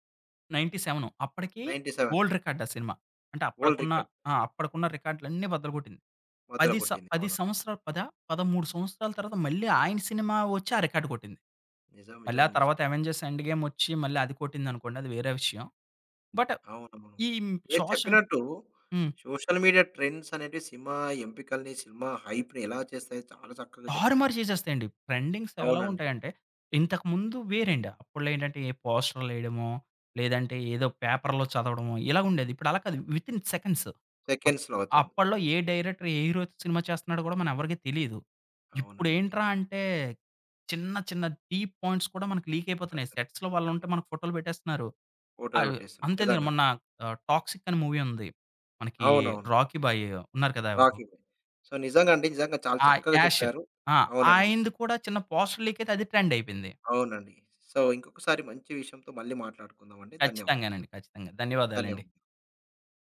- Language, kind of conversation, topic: Telugu, podcast, సోషల్ మీడియా ట్రెండ్‌లు మీ సినిమా ఎంపికల్ని ఎలా ప్రభావితం చేస్తాయి?
- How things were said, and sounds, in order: in English: "ఓల్డ్ రికార్డా"; in English: "ఓల్డ్ రికార్డ్"; in English: "రికార్డ్"; in English: "సొషల్ మీడియా"; in English: "షోషల్"; in English: "హైప్‌ని"; in English: "ట్రెండింగ్స్"; "వేరండి" said as "వేరండ"; in English: "పేపర్‌లో"; in English: "వితిన్ సెకండ్స్"; in English: "సెకండ్స్‌లో"; in English: "హీరోతో"; tapping; in English: "డీప్ పాయింట్స్"; other noise; in English: "సెట్స్‌లో"; in English: "మూవీ"; in English: "సో"; in English: "పోస్టర్"; in English: "సో"